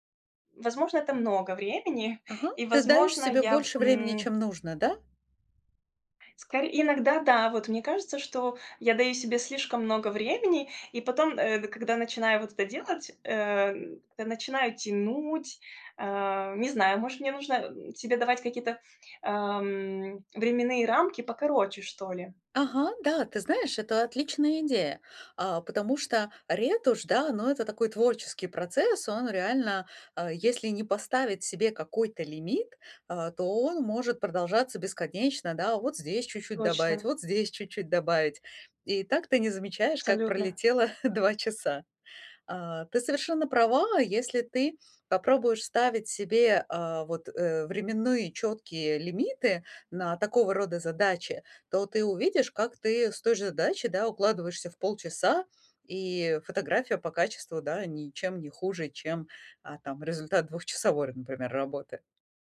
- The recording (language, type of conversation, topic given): Russian, advice, Как найти время для хобби при очень плотном рабочем графике?
- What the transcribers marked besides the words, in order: other background noise; chuckle